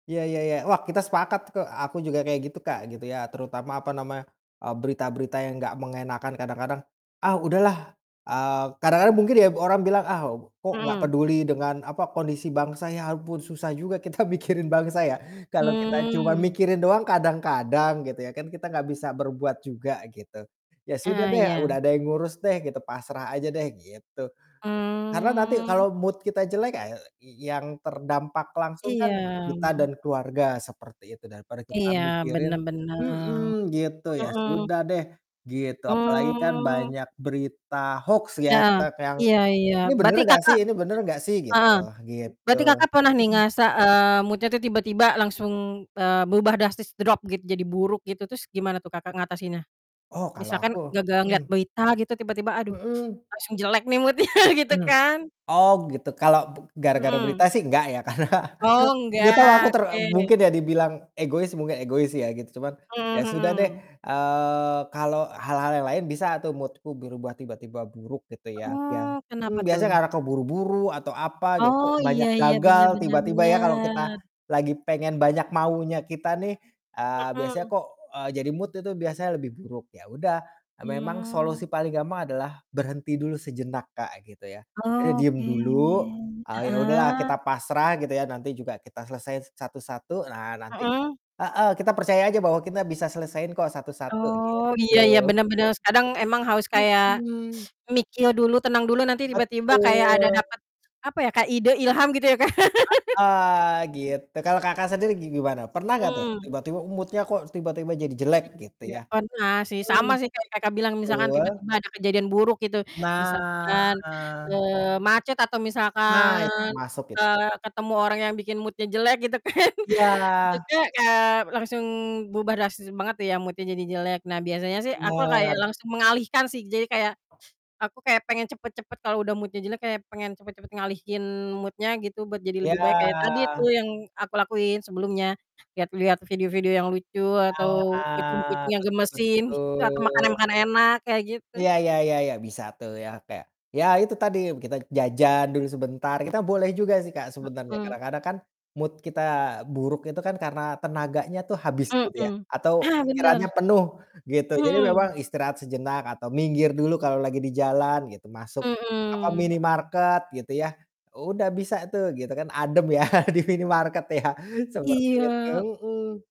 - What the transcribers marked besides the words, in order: drawn out: "Mmm"; in English: "mood"; drawn out: "Iya"; drawn out: "Mmm"; in English: "mood-nya"; sniff; laughing while speaking: "mood-nya"; in English: "mood-nya"; laughing while speaking: "karena"; in English: "mood-ku"; drawn out: "benar"; in English: "mood"; drawn out: "Oke"; distorted speech; teeth sucking; laugh; in English: "mood-nya"; drawn out: "Nah"; drawn out: "misalkan"; in English: "mood-nya"; laughing while speaking: "kan"; in English: "mood-nya"; tapping; sniff; in English: "mood-nya"; in English: "mood-nya"; drawn out: "Iya"; drawn out: "Nah"; drawn out: "betul"; in English: "mood"; laughing while speaking: "ya di"; laughing while speaking: "ya"
- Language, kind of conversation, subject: Indonesian, unstructured, Apa yang kamu lakukan untuk menjaga suasana hati tetap baik sepanjang hari?